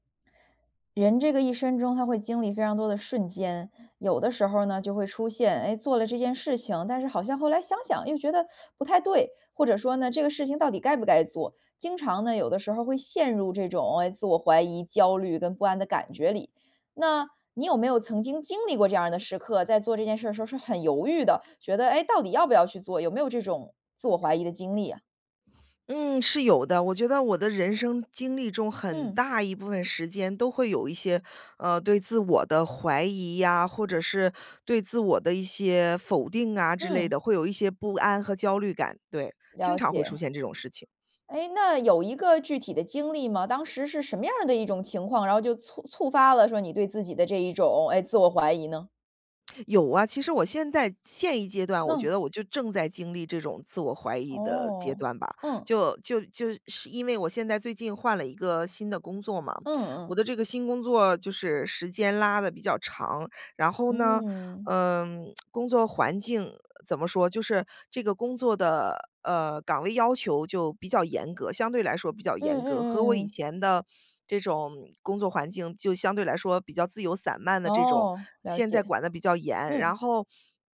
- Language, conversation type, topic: Chinese, podcast, 你如何处理自我怀疑和不安？
- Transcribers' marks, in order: teeth sucking; other background noise; "触发" said as "促发"; lip smack; tsk